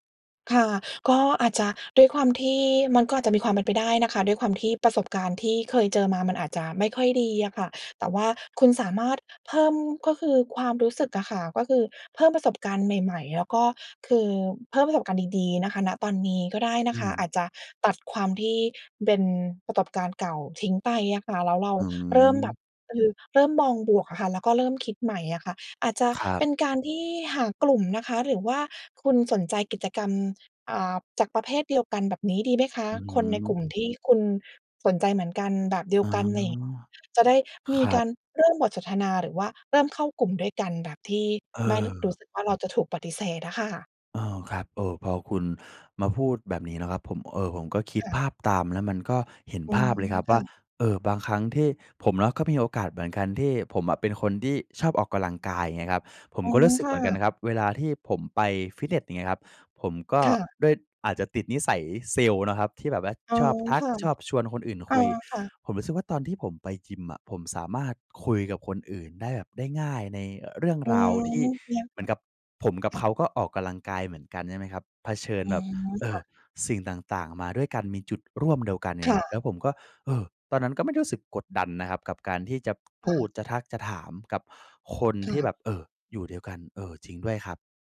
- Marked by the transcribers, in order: none
- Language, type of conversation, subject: Thai, advice, ฉันควรเริ่มทำความรู้จักคนใหม่อย่างไรเมื่อกลัวถูกปฏิเสธ?